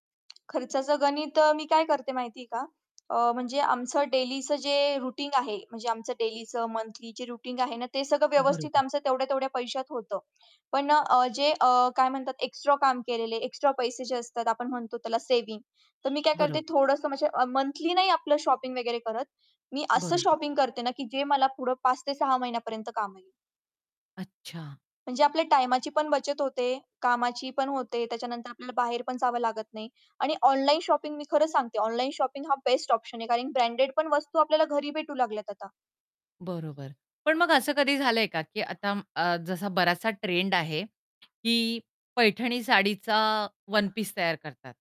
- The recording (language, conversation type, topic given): Marathi, podcast, तुझ्या स्टाइलमध्ये मोठा बदल कधी आणि कसा झाला?
- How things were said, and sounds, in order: tapping; in English: "रुटीन"; in English: "रुटीन"; horn; other background noise; distorted speech; in English: "शॉपिंग"; in English: "शॉपिंग"; in English: "शॉपिंग"; in English: "शॉपिंग"